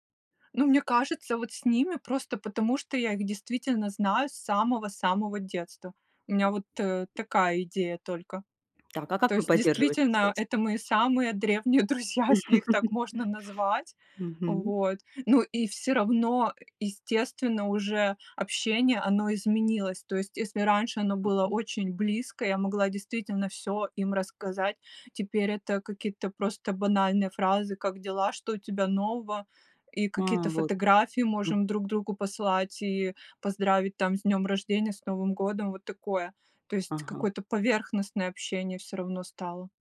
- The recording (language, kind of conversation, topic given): Russian, podcast, Как смартфоны меняют наши личные отношения в повседневной жизни?
- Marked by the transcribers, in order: tapping; laughing while speaking: "древние друзья"; laugh; other noise